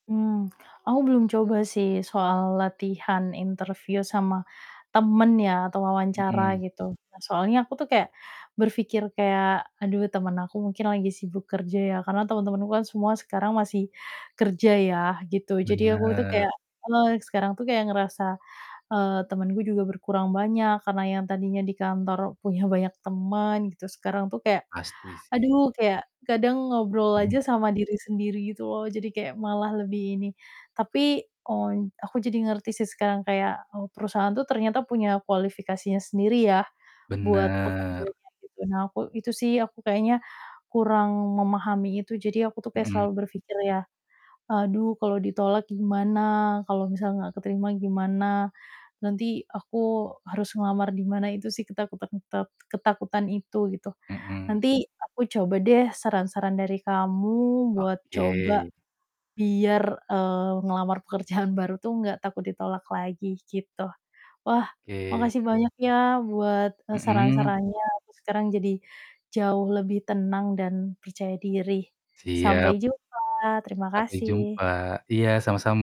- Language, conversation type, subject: Indonesian, advice, Bagaimana cara mengatasi rasa takut melamar pekerjaan baru karena khawatir ditolak?
- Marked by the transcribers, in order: mechanical hum; other background noise; in English: "interview"; distorted speech; laughing while speaking: "pekerjaan"